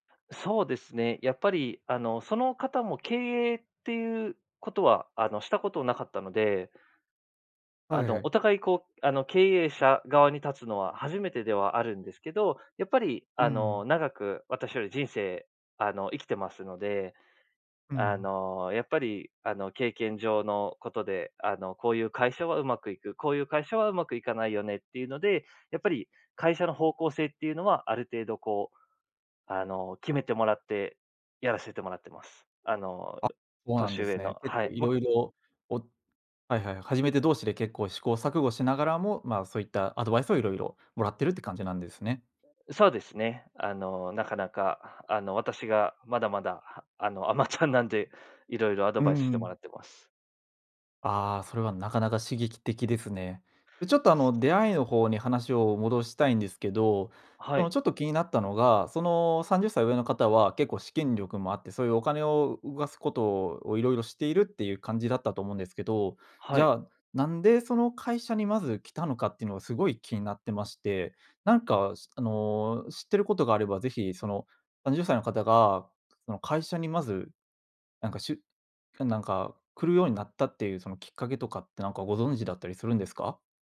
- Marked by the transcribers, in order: laughing while speaking: "甘ちゃんなんで"; other background noise
- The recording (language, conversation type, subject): Japanese, podcast, 偶然の出会いで人生が変わったことはありますか？